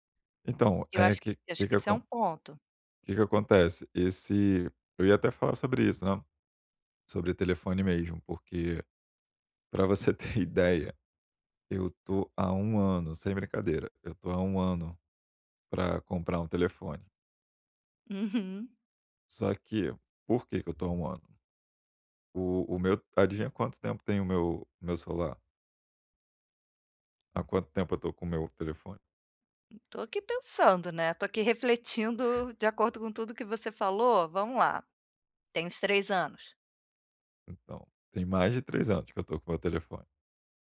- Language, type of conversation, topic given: Portuguese, advice, Como posso avaliar o valor real de um produto antes de comprá-lo?
- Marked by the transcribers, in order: laughing while speaking: "ter"; other background noise